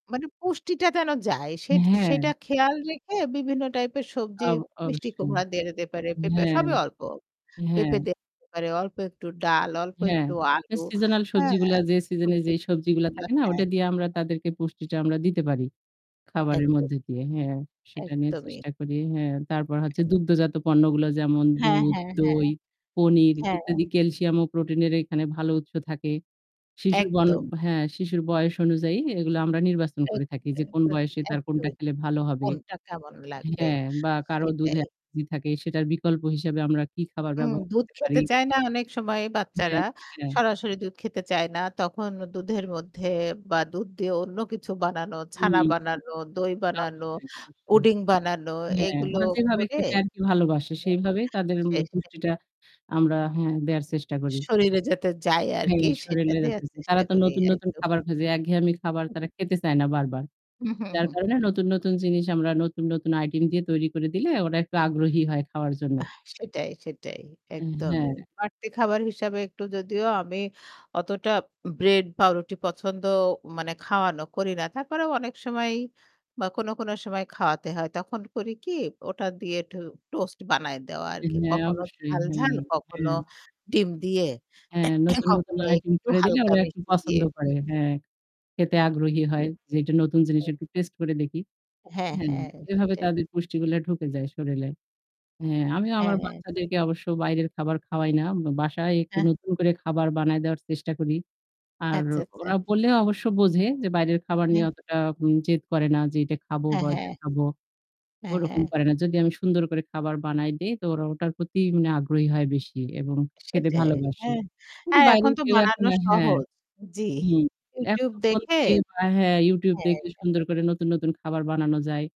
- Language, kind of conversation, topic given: Bengali, unstructured, শিশুদের জন্য পুষ্টিকর খাবার কীভাবে তৈরি করবেন?
- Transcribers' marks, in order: static; distorted speech; unintelligible speech; unintelligible speech; unintelligible speech; unintelligible speech; unintelligible speech; "যাচ্ছে" said as "যেতেছে"; throat clearing; "শরীরে" said as "শরীলে"